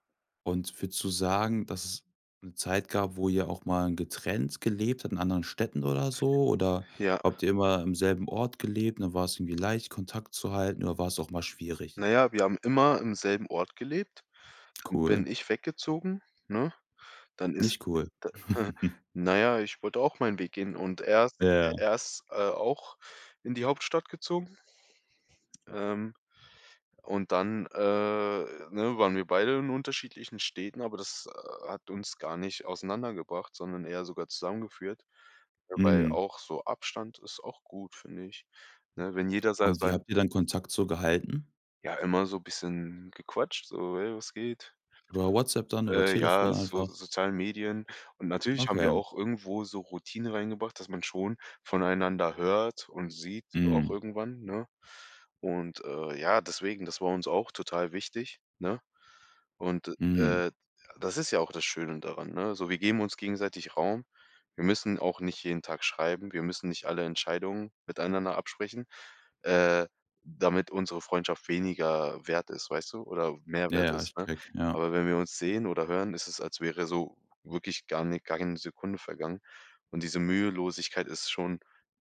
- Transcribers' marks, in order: chuckle
- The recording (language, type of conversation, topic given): German, podcast, Welche Freundschaft ist mit den Jahren stärker geworden?